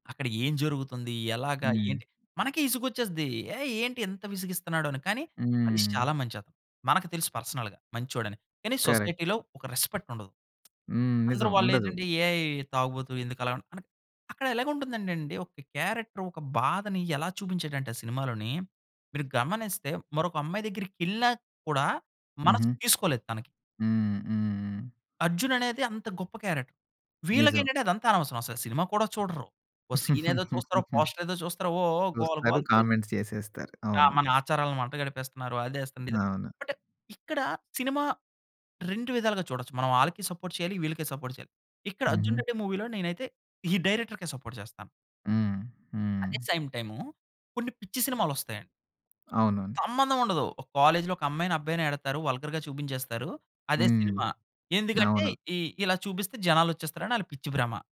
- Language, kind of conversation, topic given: Telugu, podcast, సినిమాలు ఆచారాలను ప్రశ్నిస్తాయా, లేక వాటిని స్థిరపరుస్తాయా?
- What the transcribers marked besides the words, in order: in English: "పర్సనల్‌గా"; in English: "కరెక్ట్"; in English: "సొసైటీలో"; in English: "రెస్పెక్ట్"; tsk; in English: "క్యారెక్టర్"; in English: "క్యారెక్టర్"; in English: "సీన్"; chuckle; in English: "పోస్టర్"; in English: "కామెంట్స్"; in English: "బట్"; in English: "సపోర్ట్"; in English: "సపోర్ట్"; in English: "మూవీలో"; in English: "డైరెక్టర్‌కే సపోర్ట్"; in English: "కాలేజ్‌లో"; in English: "వల్గర్‌గా"